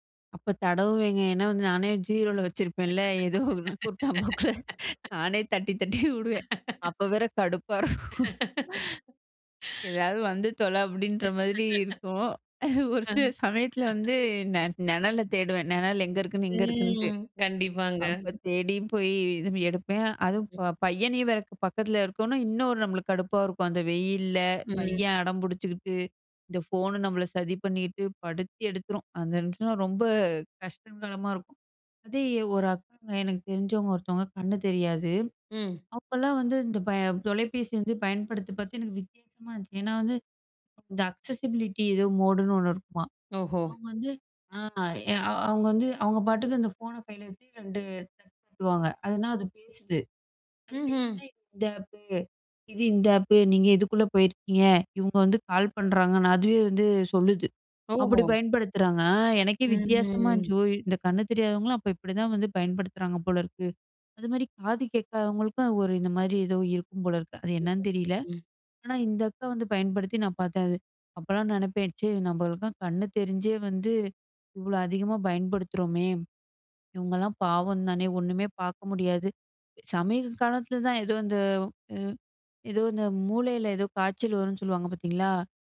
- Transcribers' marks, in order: laugh; laughing while speaking: "ஏதோ குருட்டாம் போக்குல நானே தட்டி … நெ நெணல தேடுவேன்"; laugh; laugh; chuckle; other noise; in English: "அக்சஸிபிலிட்டி"; in English: "மோடுன்னு"; unintelligible speech; unintelligible speech
- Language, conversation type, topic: Tamil, podcast, உங்கள் தினசரி திரை நேரத்தை நீங்கள் எப்படி நிர்வகிக்கிறீர்கள்?